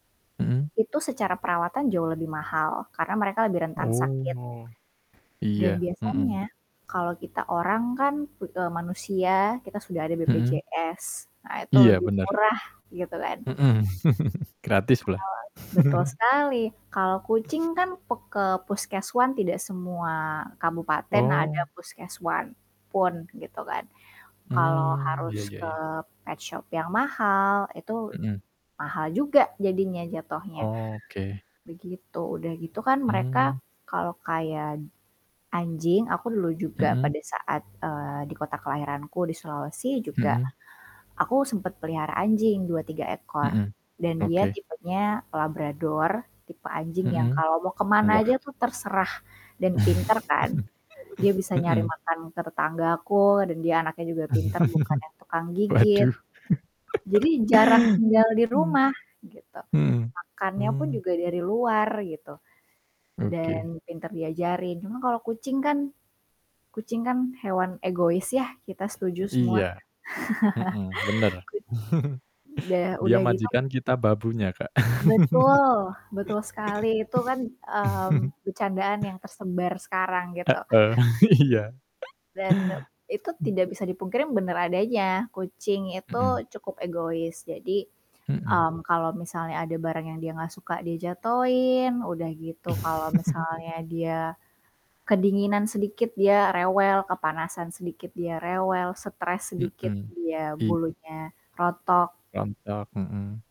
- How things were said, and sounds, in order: mechanical hum; chuckle; distorted speech; chuckle; in English: "petshop"; chuckle; chuckle; laughing while speaking: "Waduh"; chuckle; static; chuckle; laugh; laughing while speaking: "Heeh, iya"; chuckle; chuckle
- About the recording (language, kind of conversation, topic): Indonesian, unstructured, Menurut kamu, apa alasan orang membuang hewan peliharaan mereka?
- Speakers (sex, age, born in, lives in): female, 25-29, Indonesia, Indonesia; male, 30-34, Indonesia, Indonesia